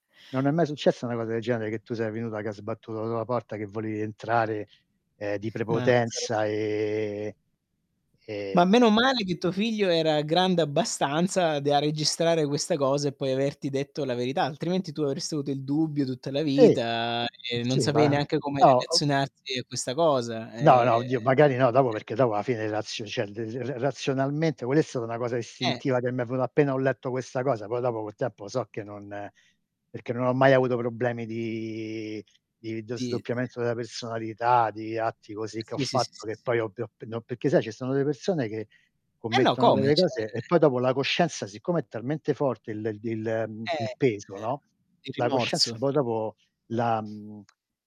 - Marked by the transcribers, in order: other background noise; static; unintelligible speech; drawn out: "e"; tapping; drawn out: "vita"; distorted speech; "cioè" said as "ceh"; drawn out: "di"; unintelligible speech; "perché" said as "peché"; tongue click
- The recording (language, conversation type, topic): Italian, unstructured, Quali sono le implicazioni etiche dell’uso della sorveglianza digitale?